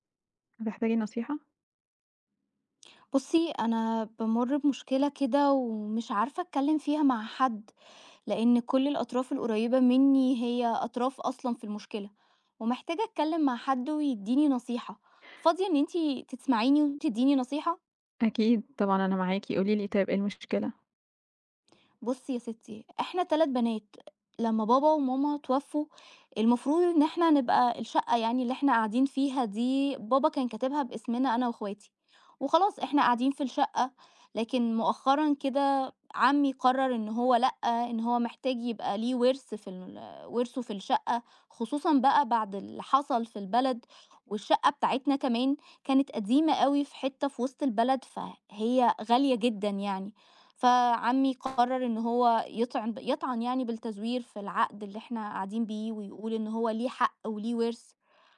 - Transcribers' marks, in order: other background noise; tapping
- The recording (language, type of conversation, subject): Arabic, advice, لما يحصل خلاف بينك وبين إخواتك على تقسيم الميراث أو ممتلكات العيلة، إزاي تقدروا توصلوا لحل عادل؟
- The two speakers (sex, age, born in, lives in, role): female, 20-24, Egypt, Egypt, advisor; female, 30-34, Egypt, Egypt, user